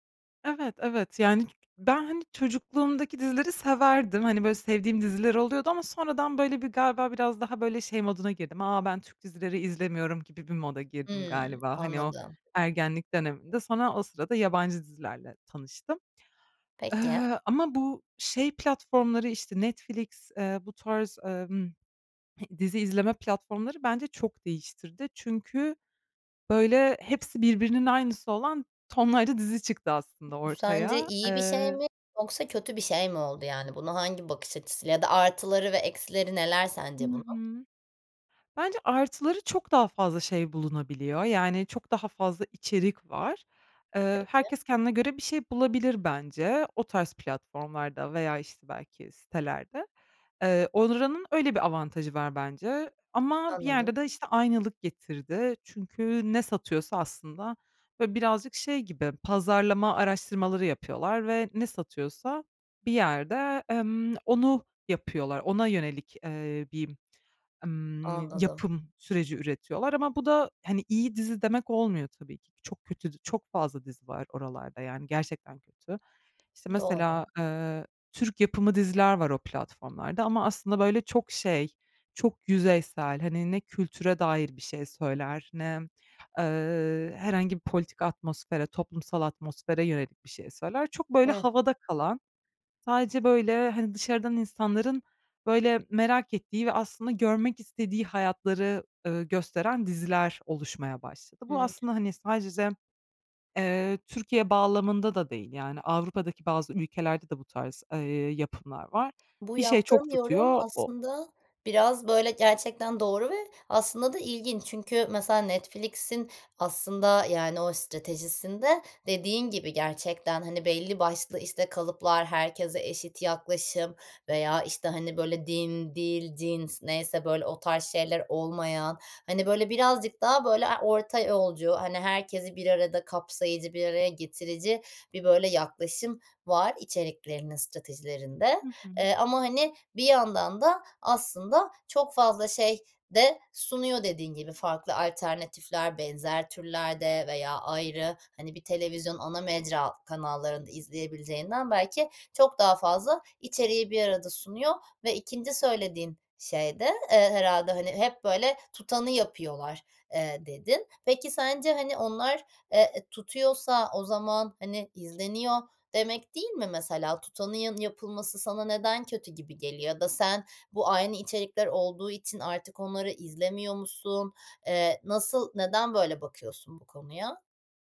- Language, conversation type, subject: Turkish, podcast, İzleme alışkanlıkların (dizi ve film) zamanla nasıl değişti; arka arkaya izlemeye başladın mı?
- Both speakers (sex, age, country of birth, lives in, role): female, 25-29, Turkey, Germany, guest; female, 30-34, Turkey, Netherlands, host
- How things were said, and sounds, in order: other background noise; tapping; other noise; "oranın" said as "onranın"